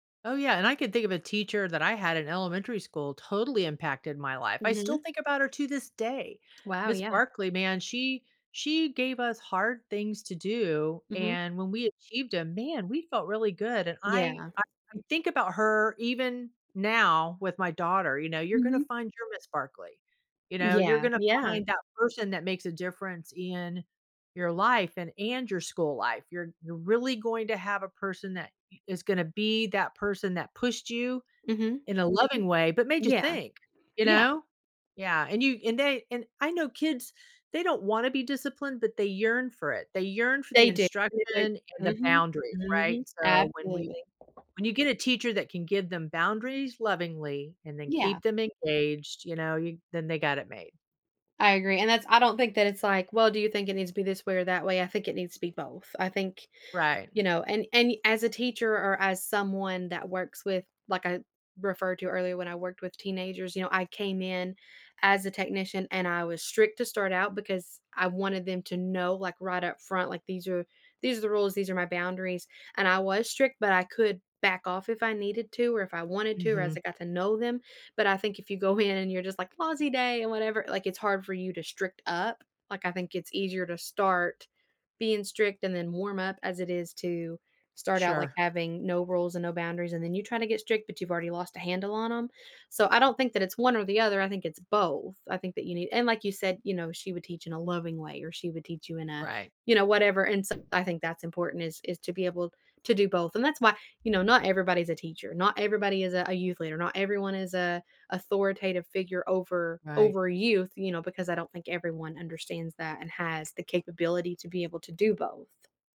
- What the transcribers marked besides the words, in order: other background noise; background speech; unintelligible speech
- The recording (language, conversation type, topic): English, unstructured, What makes a good teacher in your opinion?